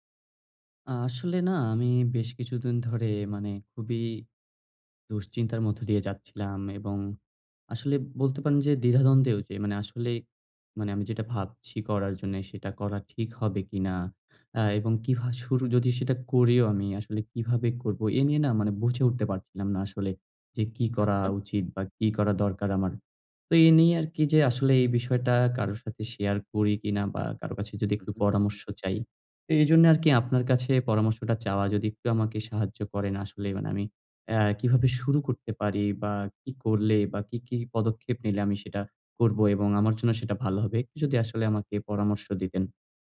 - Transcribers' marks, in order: none
- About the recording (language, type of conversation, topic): Bengali, advice, কাজের জন্য পর্যাপ্ত সম্পদ বা সহায়তা চাইবেন কীভাবে?